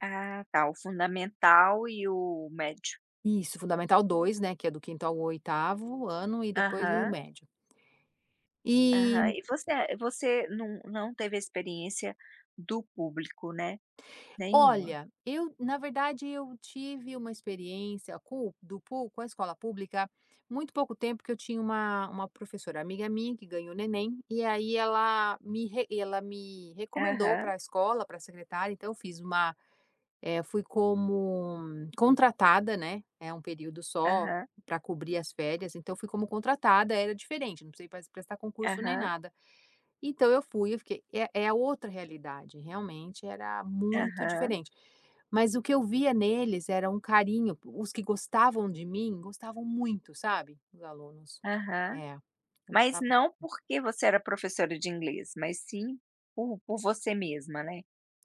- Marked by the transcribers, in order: other background noise; tapping; unintelligible speech
- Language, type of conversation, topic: Portuguese, podcast, O que te dá orgulho na sua profissão?